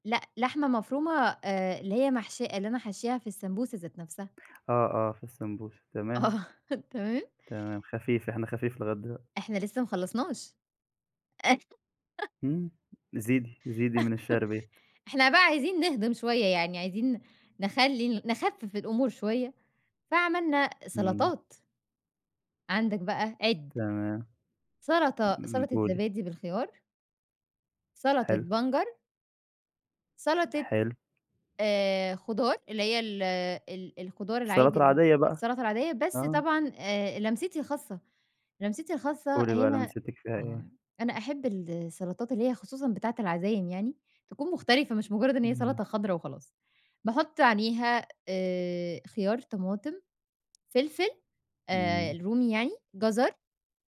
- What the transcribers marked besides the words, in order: laughing while speaking: "آه تمام"; laugh; chuckle; tapping
- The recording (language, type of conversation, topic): Arabic, podcast, لو هتعمل عزومة بسيطة، هتقدّم إيه؟